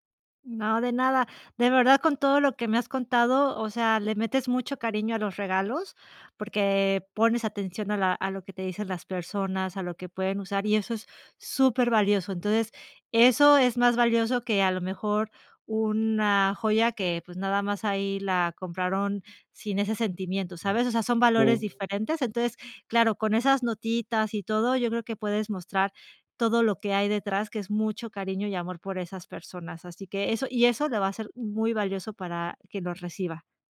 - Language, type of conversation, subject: Spanish, advice, ¿Cómo puedo manejar la presión social de comprar regalos costosos en eventos?
- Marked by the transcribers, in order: other background noise